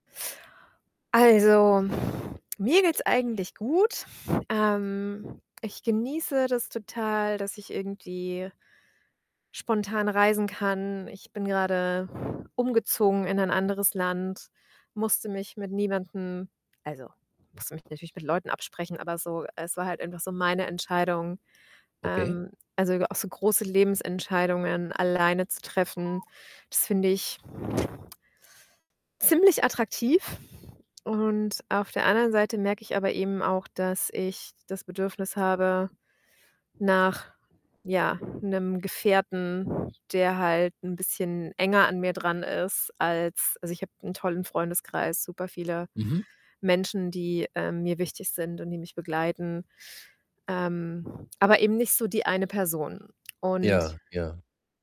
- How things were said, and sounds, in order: distorted speech; other background noise
- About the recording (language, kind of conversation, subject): German, advice, Wie kann ich nach einem Verlust wieder Vertrauen zu anderen aufbauen?